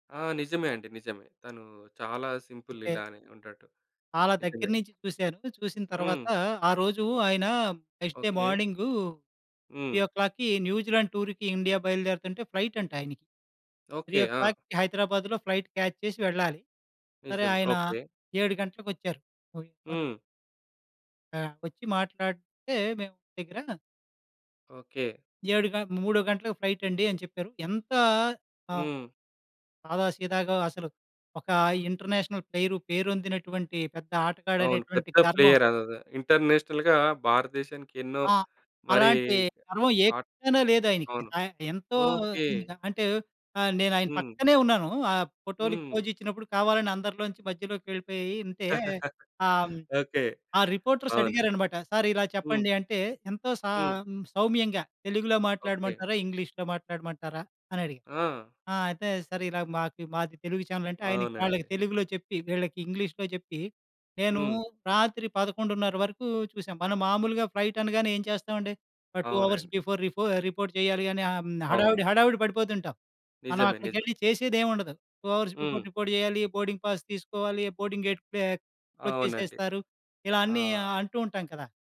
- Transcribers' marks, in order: in English: "సింపుల్"; other background noise; in English: "ఫస్ట్ డే"; in English: "త్రీ ఓ క్లాక్‌కి"; in English: "టూర్‌కి"; in English: "ఫ్లైట్"; in English: "త్రీ ఓ క్లాక్‌కి"; in English: "ఫ్లైట్ క్యాచ్"; in English: "ఇంటర్నేషనల్"; in English: "ఇంటర్నేషనల్‌గా"; laugh; in English: "టూ అవర్స్ బిఫోర్"; in English: "రిపోర్ట్"; in English: "టూ అవర్స్ బిఫోర్ రిపోర్ట్"; in English: "బోర్డింగ్ పాస్"; in English: "బోర్డింగ్ గేట్"; in English: "క్లోజ్"
- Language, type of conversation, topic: Telugu, podcast, సాదాసీదా జీవితం ఎంచుకోవాలనే నా నిర్ణయాన్ని కుటుంబ సభ్యులకు ఎలా నమ్మించి ఒప్పించాలి?